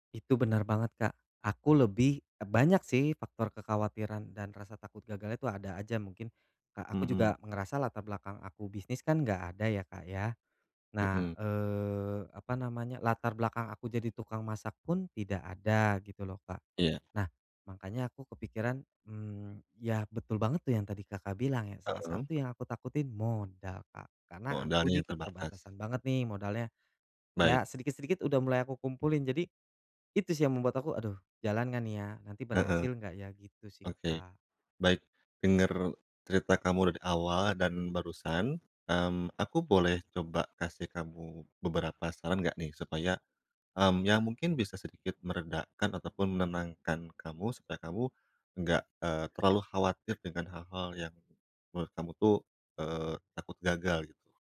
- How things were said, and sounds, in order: other background noise
- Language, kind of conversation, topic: Indonesian, advice, Bagaimana cara mengurangi rasa takut gagal dalam hidup sehari-hari?